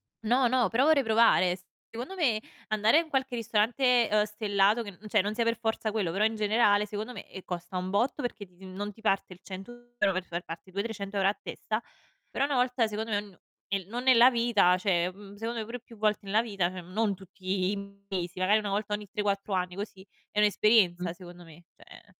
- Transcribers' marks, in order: "cioè" said as "ceh"; unintelligible speech; "cioè" said as "ceh"; "cioè" said as "ceh"; distorted speech; "cioè" said as "ceh"
- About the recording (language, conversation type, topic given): Italian, unstructured, Hai mai provato un cibo che ti ha davvero sorpreso?